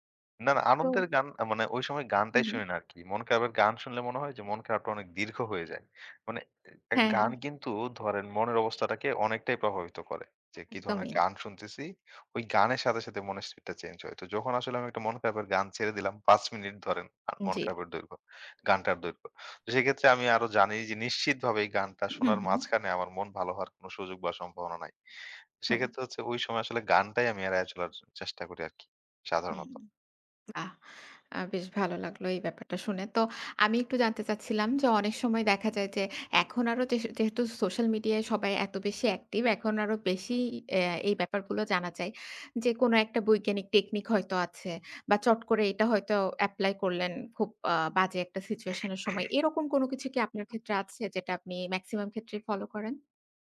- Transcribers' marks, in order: other noise; tapping; other background noise; throat clearing
- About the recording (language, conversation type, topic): Bengali, podcast, খারাপ দিনের পর আপনি কীভাবে নিজেকে শান্ত করেন?